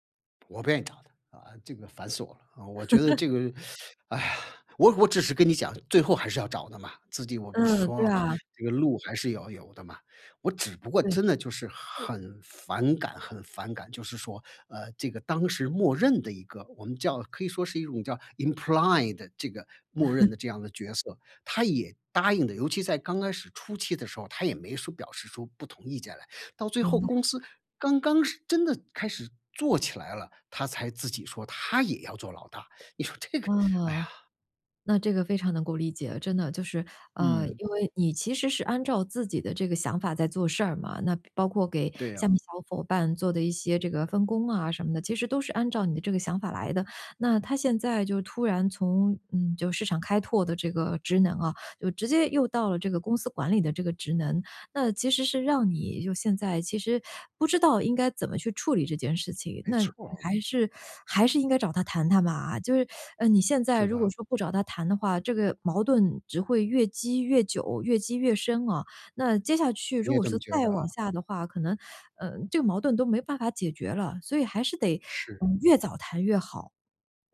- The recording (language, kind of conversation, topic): Chinese, advice, 我如何在创业初期有效组建并管理一支高效团队？
- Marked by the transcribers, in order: disgusted: "我不愿意找他，啊，这个烦死我了"; laugh; inhale; in English: "implied"; chuckle; "伙伴" said as "fo伴"; teeth sucking; teeth sucking